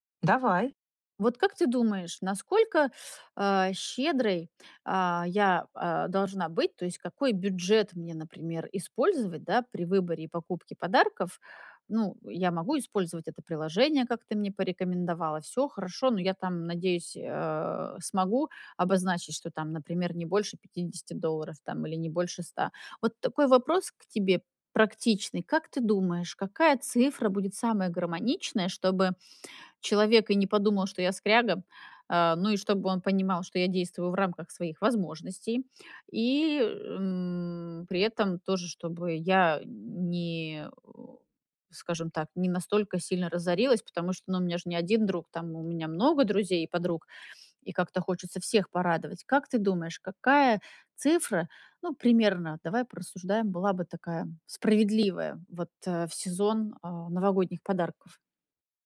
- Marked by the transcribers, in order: other background noise
- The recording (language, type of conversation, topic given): Russian, advice, Как мне проще выбирать одежду и подарки для других?